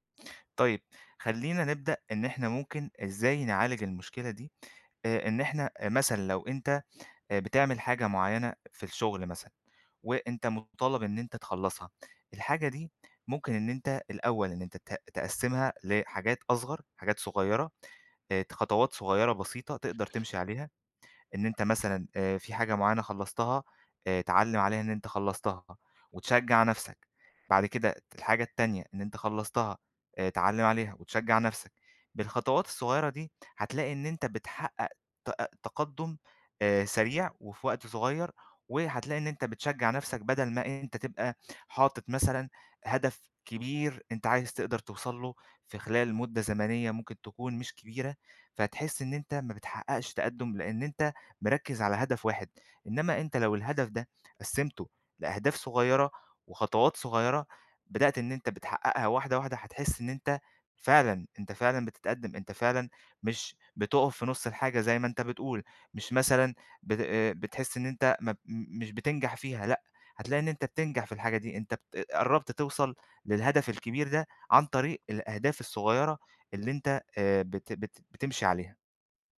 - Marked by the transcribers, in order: tapping
- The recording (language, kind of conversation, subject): Arabic, advice, إزاي أكمّل تقدّمي لما أحس إني واقف ومش بتقدّم؟